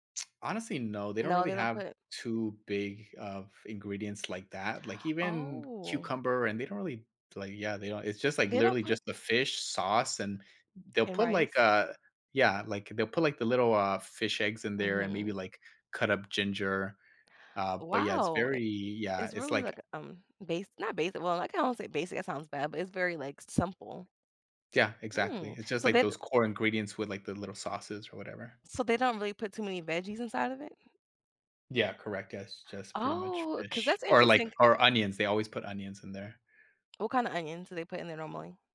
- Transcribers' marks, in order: other background noise; drawn out: "Oh"
- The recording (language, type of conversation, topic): English, unstructured, What factors influence your decision to eat out or cook at home?
- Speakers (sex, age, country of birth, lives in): female, 30-34, United States, United States; male, 25-29, United States, United States